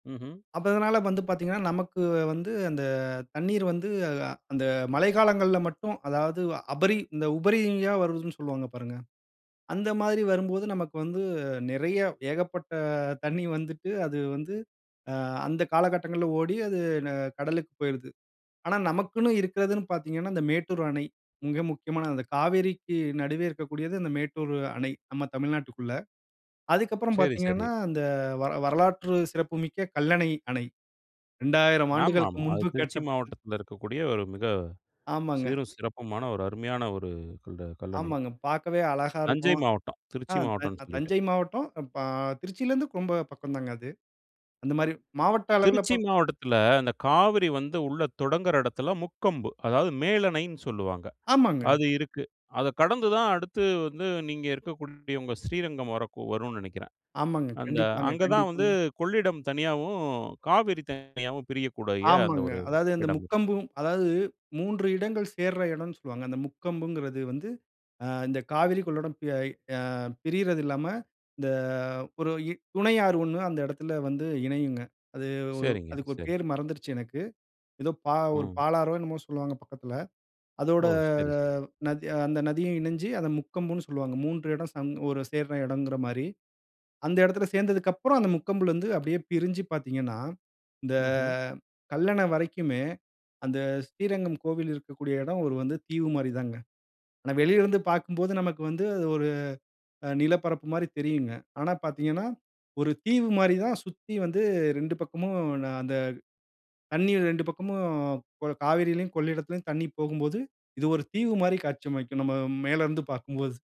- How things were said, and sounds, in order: other background noise; other noise; "ரொம்ப" said as "கொம்ப"; "பிரியக்கூடிய" said as "பிரியக்கூடய"; drawn out: "அதோட"; drawn out: "இந்த"
- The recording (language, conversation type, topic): Tamil, podcast, அருகிலுள்ள நதி மற்றும் நீரோடை பாதுகாப்பு குறித்து உங்கள் கருத்து என்ன?